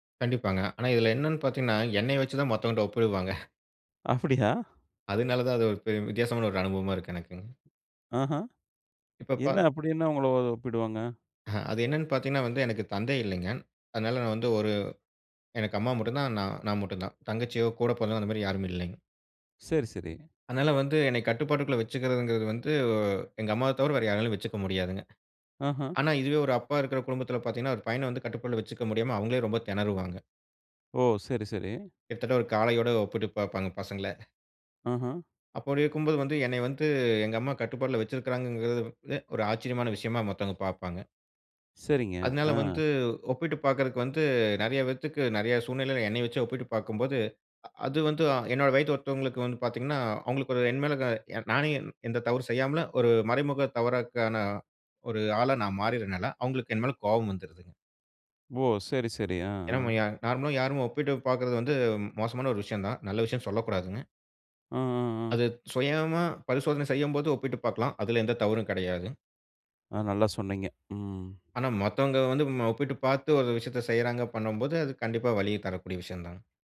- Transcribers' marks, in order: laughing while speaking: "அப்படியா!"; in English: "நார்மலா"
- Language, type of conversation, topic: Tamil, podcast, மற்றவர்களுடன் உங்களை ஒப்பிடும் பழக்கத்தை நீங்கள் எப்படி குறைத்தீர்கள், அதற்கான ஒரு அனுபவத்தைப் பகிர முடியுமா?